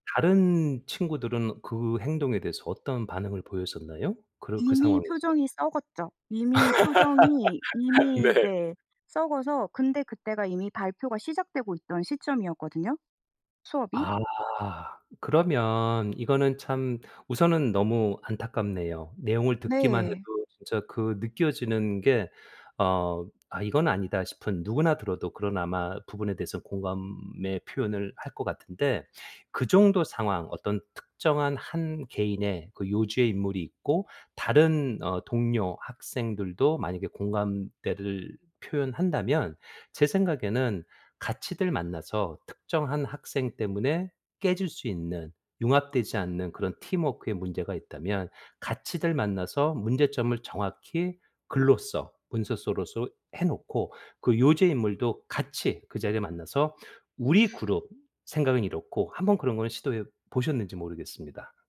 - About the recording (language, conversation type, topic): Korean, advice, 동료와 업무 분담 비율을 다시 협의하려면 어떻게 해야 하나요?
- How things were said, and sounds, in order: laugh; laughing while speaking: "네"; "문서로서" said as "문서서로서"